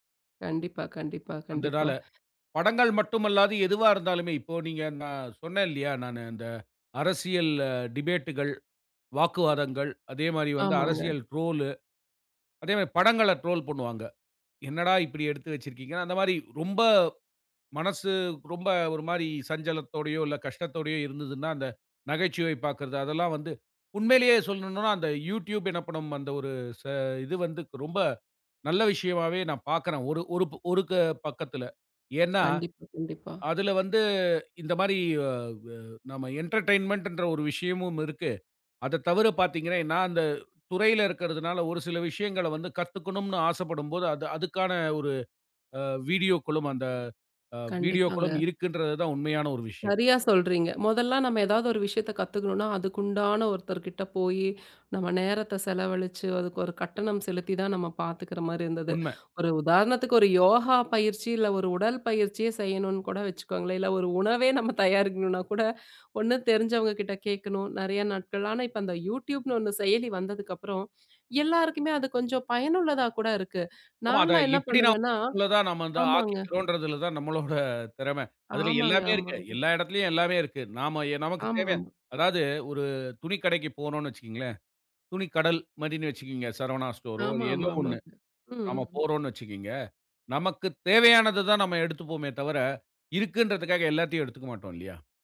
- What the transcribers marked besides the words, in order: other noise; in English: "டிபேட்டுகள்"; in English: "ட்ரோல்லு"; in English: "ட்ரோல்"; in English: "என்டேர்டைன்மெண்ட்"; laughing while speaking: "இல்ல ஒரு உணவே நாம தயார் செய்யணும்னா கூட"; laughing while speaking: "நம்மளோட திறமை"
- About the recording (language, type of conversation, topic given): Tamil, podcast, சின்ன வீடியோக்களா, பெரிய படங்களா—நீங்கள் எதை அதிகம் விரும்புகிறீர்கள்?